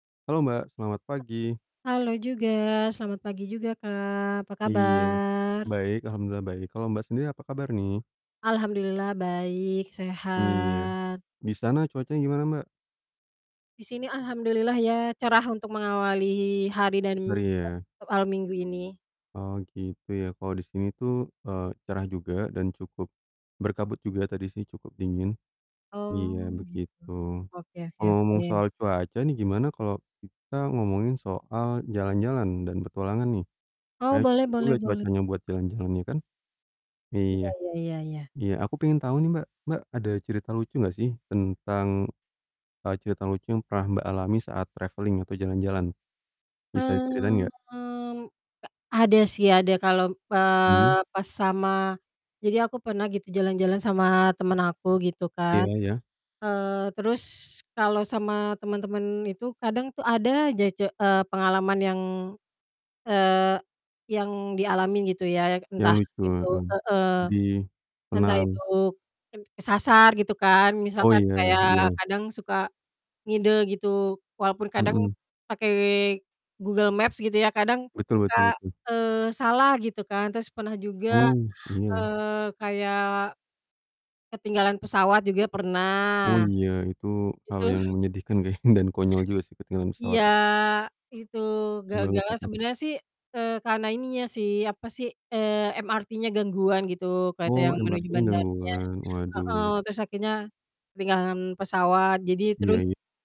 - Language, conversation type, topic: Indonesian, unstructured, Cerita lucu apa yang pernah kamu alami saat bepergian?
- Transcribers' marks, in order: distorted speech; drawn out: "sehat"; unintelligible speech; in English: "traveling"; drawn out: "Mmm"; laughing while speaking: "kayaknya"